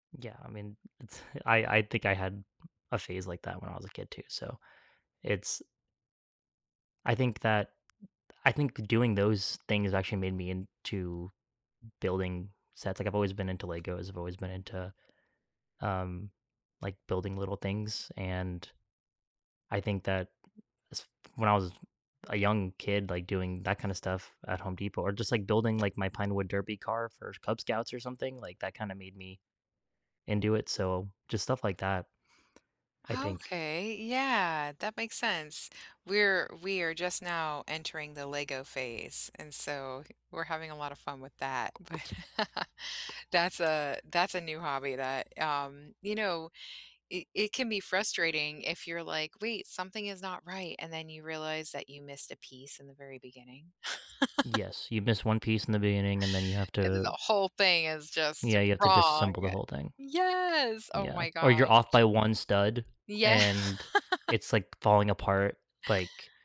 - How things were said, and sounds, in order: other background noise; chuckle; laugh; tapping; laughing while speaking: "Yeah"
- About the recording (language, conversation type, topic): English, unstructured, What hobby moment made you feel the proudest, even if it was small?
- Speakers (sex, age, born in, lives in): female, 40-44, United States, United States; male, 20-24, United States, United States